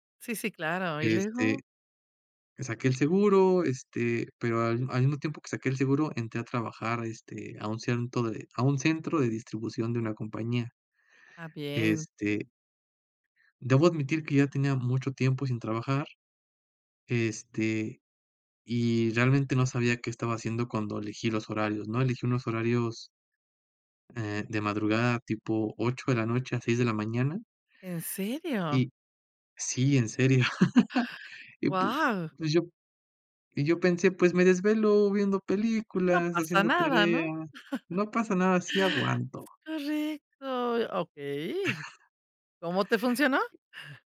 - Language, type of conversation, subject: Spanish, podcast, ¿Cómo sueles darte cuenta de que tu cuerpo necesita descansar?
- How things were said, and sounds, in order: laugh; chuckle; other background noise; chuckle